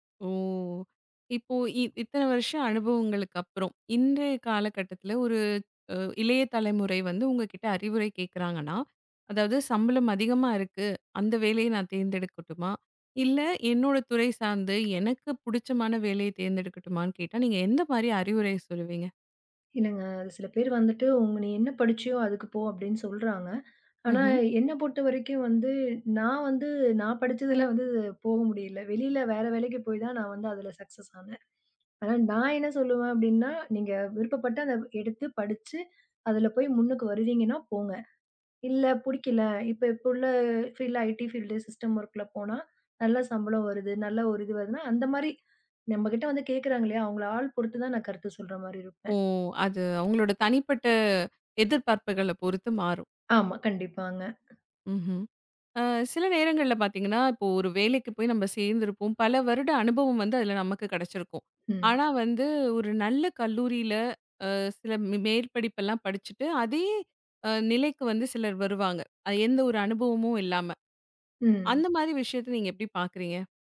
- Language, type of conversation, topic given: Tamil, podcast, சம்பளமும் வேலைத் திருப்தியும்—இவற்றில் எதற்கு நீங்கள் முன்னுரிமை அளிக்கிறீர்கள்?
- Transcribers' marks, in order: in English: "சக்ஸஸ்"; in English: "ஃபீல்ட் ஐடி ஃபீல்ட் சிஸ்டம் ஒர்க்ல"